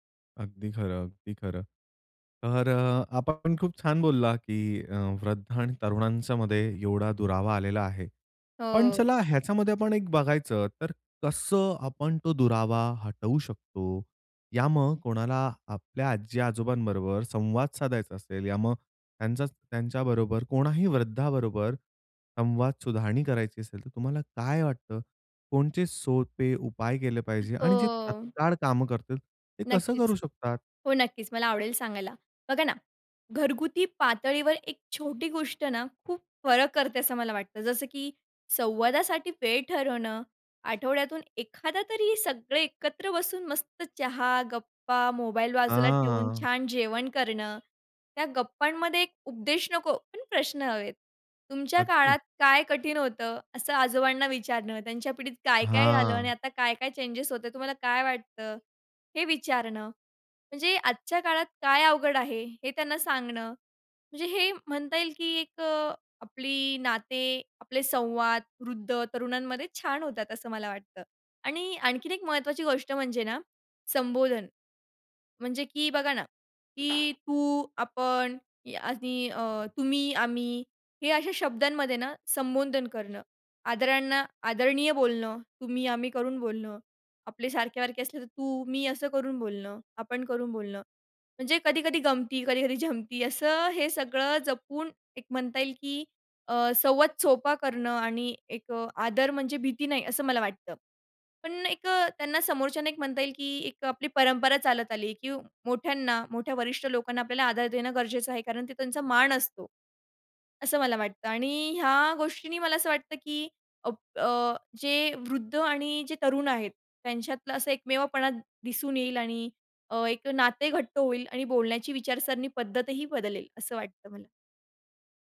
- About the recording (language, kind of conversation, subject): Marathi, podcast, वृद्ध आणि तरुण यांचा समाजातील संवाद तुमच्या ठिकाणी कसा असतो?
- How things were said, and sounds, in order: other background noise; drawn out: "हां"; horn; drawn out: "हां"; in English: "चेंजेस"